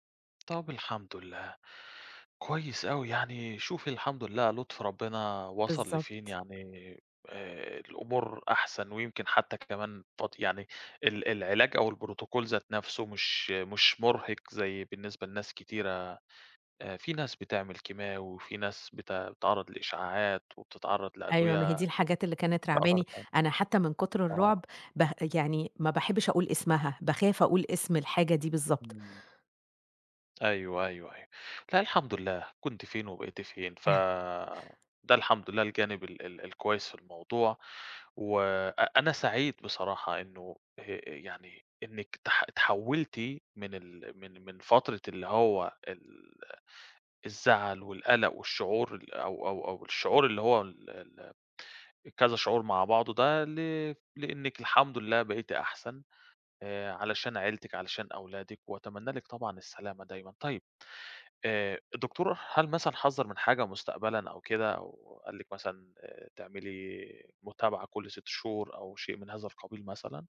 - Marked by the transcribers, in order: in English: "الprotocol"; unintelligible speech; chuckle
- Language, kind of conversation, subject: Arabic, advice, إزاي بتتعامل مع المرض اللي بقاله معاك فترة ومع إحساسك إنك تايه ومش عارف هدفك في الحياة؟